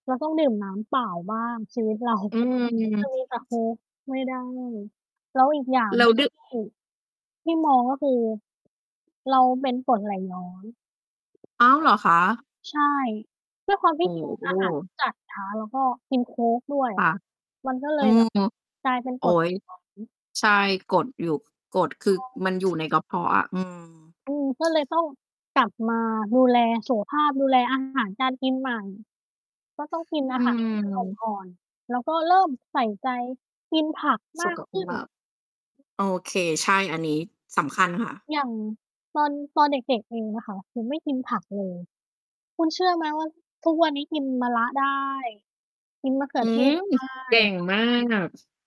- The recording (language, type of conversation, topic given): Thai, unstructured, ความทรงจำเกี่ยวกับอาหารในวัยเด็กของคุณคืออะไร?
- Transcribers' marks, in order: distorted speech; other background noise; laughing while speaking: "เรา"; unintelligible speech; unintelligible speech; tapping; unintelligible speech; other noise